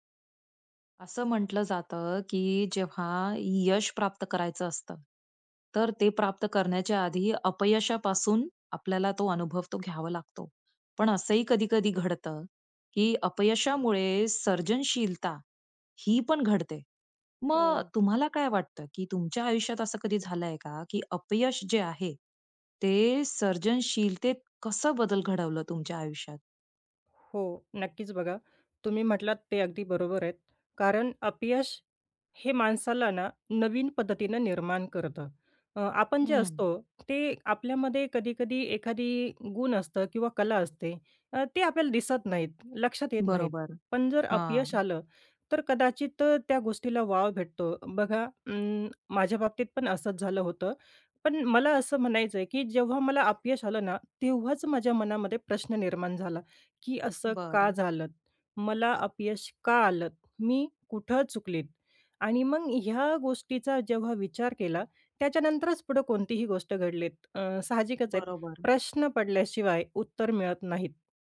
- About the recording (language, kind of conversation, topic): Marathi, podcast, अपयशामुळे सर्जनशील विचारांना कोणत्या प्रकारे नवी दिशा मिळते?
- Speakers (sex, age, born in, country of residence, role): female, 30-34, India, India, guest; female, 35-39, India, United States, host
- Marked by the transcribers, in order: other background noise